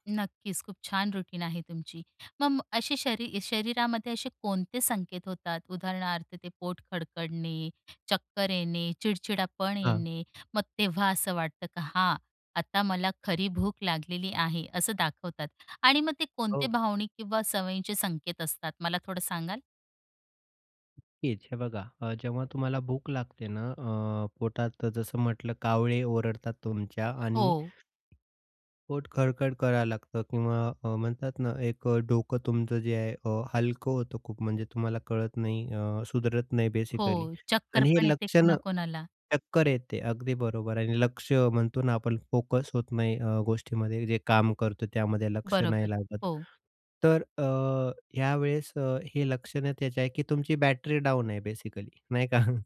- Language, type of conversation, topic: Marathi, podcast, भूक आणि जेवणाची ठरलेली वेळ यांतला फरक तुम्ही कसा ओळखता?
- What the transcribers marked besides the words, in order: tapping; in English: "रूटीन"; other noise; in English: "बेसिकली"; in English: "फोकस"; in English: "बॅटरी डाउन"; in English: "बेसिकली"; laughing while speaking: "का?"